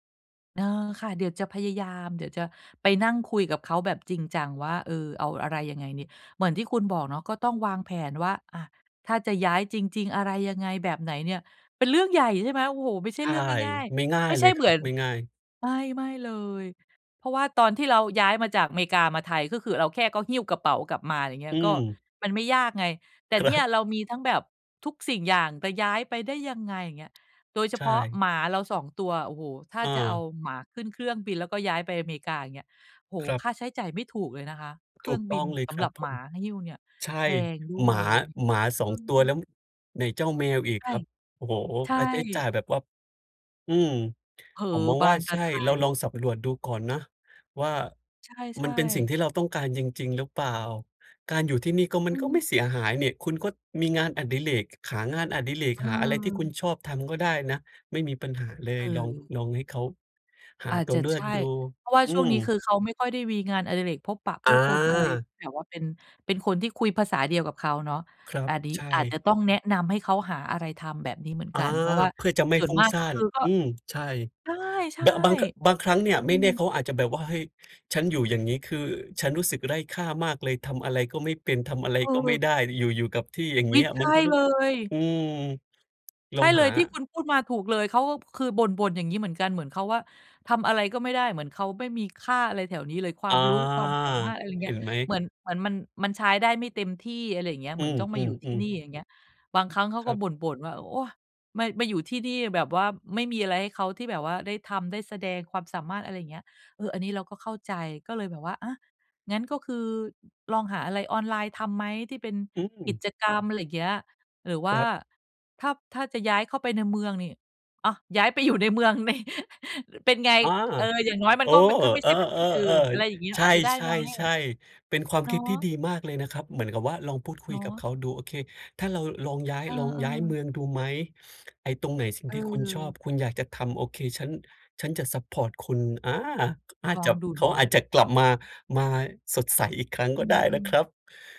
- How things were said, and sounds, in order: other background noise; laughing while speaking: "ครับ"; tapping; laughing while speaking: "ย้ายไปอยู่ในเมืองเนี่ย"; chuckle
- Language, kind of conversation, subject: Thai, advice, จะคุยและตัดสินใจอย่างไรเมื่อเป้าหมายชีวิตไม่ตรงกัน เช่น เรื่องแต่งงานหรือการย้ายเมือง?